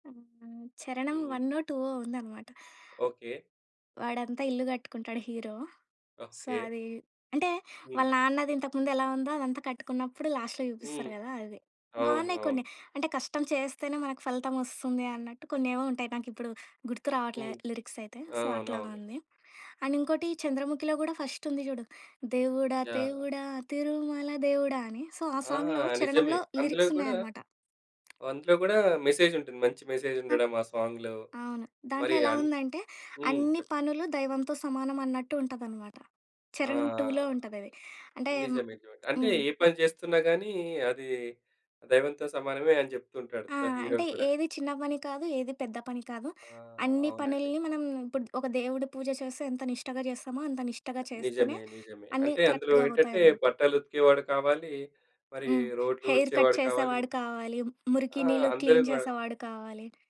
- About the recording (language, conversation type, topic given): Telugu, podcast, నీకు ప్రేరణ ఇచ్చే పాట ఏది?
- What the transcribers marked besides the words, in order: other noise; in English: "హీరో. సో"; in English: "లాస్ట్‌లో"; in English: "సో"; in English: "అండ్"; singing: "దేవుడా, దేవుడా, తిరుమల దేవుడా!"; in English: "సో"; in English: "సాంగ్‌లో"; tapping; in English: "సాంగ్‌లో"; in English: "టూలో"; other background noise; in English: "హీరో"; in English: "కరెక్ట్‌గా"; in English: "హెయిర్ కట్"; in English: "క్లీన్"